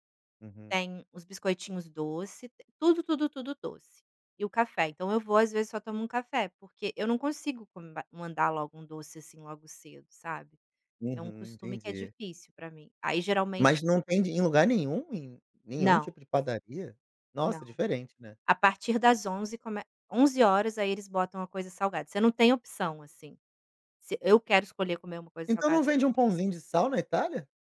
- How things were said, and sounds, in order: unintelligible speech
- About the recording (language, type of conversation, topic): Portuguese, advice, Como está sendo para você se adaptar a costumes e normas sociais diferentes no novo lugar?